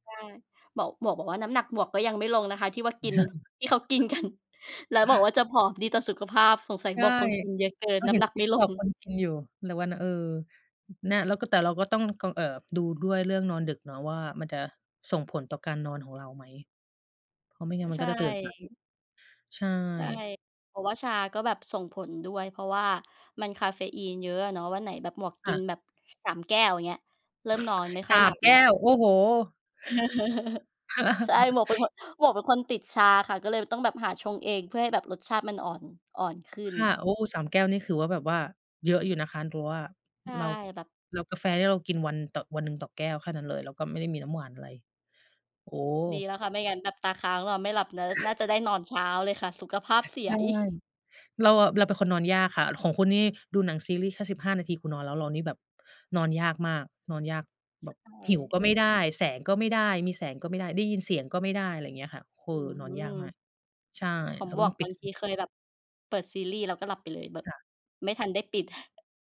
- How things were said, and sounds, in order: chuckle; other background noise; laughing while speaking: "กัน"; laughing while speaking: "ลง"; surprised: "สาม แก้ว"; chuckle; laughing while speaking: "อีก"
- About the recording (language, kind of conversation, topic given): Thai, unstructured, ระหว่างการนอนดึกกับการตื่นเช้า คุณคิดว่าแบบไหนเหมาะกับคุณมากกว่ากัน?